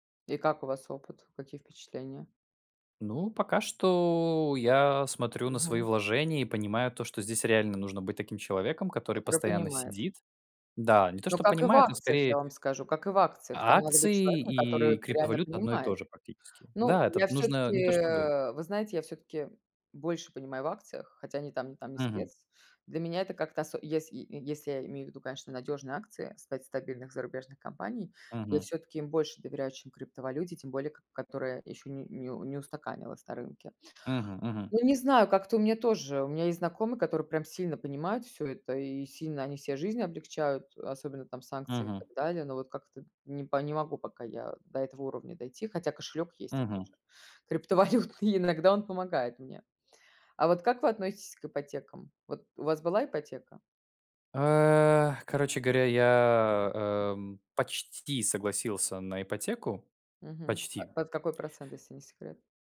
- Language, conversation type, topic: Russian, unstructured, Что заставляет вас не доверять банкам и другим финансовым организациям?
- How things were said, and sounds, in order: tapping; other background noise; laughing while speaking: "криптовалютный"